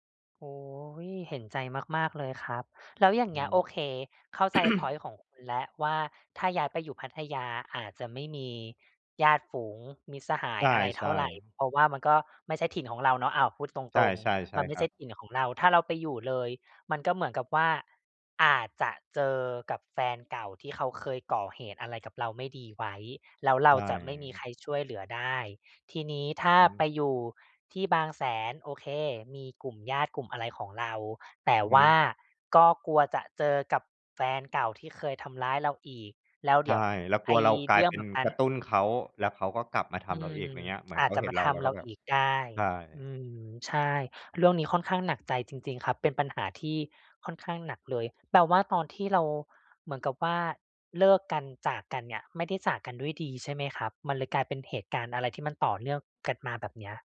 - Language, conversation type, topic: Thai, advice, ฉันควรตัดสินใจอย่างไรเมื่อไม่แน่ใจในทิศทางชีวิต?
- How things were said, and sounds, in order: throat clearing; other background noise